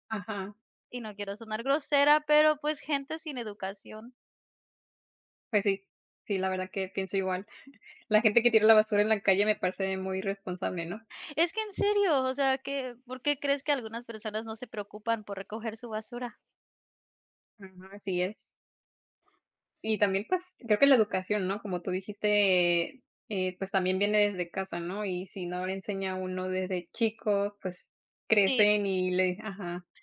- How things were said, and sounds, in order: other background noise
- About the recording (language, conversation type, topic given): Spanish, unstructured, ¿Qué opinas sobre la gente que no recoge la basura en la calle?